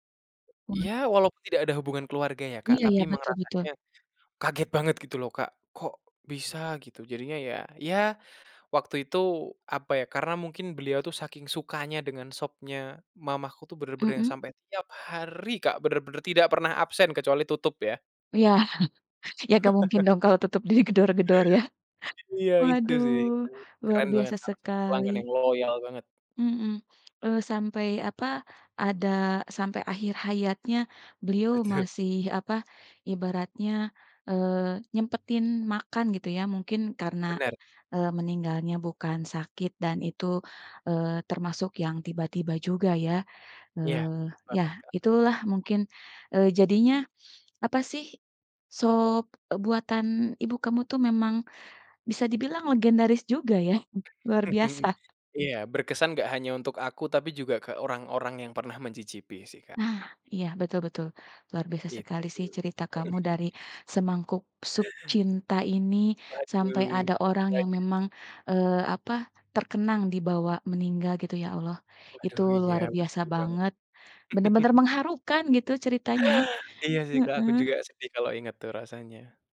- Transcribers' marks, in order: other background noise; tapping; stressed: "hari"; chuckle; laughing while speaking: "di gedor-gedor ya"; laughing while speaking: "Betul"; other noise; chuckle; chuckle; chuckle
- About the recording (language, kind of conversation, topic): Indonesian, podcast, Ceritakan makanan rumahan yang selalu bikin kamu nyaman, kenapa begitu?